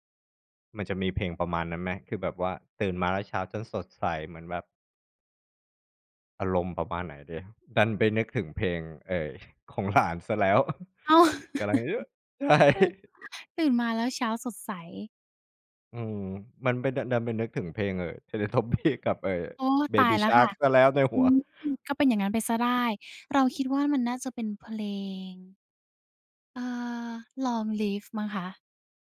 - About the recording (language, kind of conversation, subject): Thai, podcast, เพลงไหนที่เป็นเพลงประกอบชีวิตของคุณในตอนนี้?
- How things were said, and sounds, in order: laughing while speaking: "หลาน"; chuckle; laugh; laughing while speaking: "ใช่"; laughing while speaking: "Teletubbies"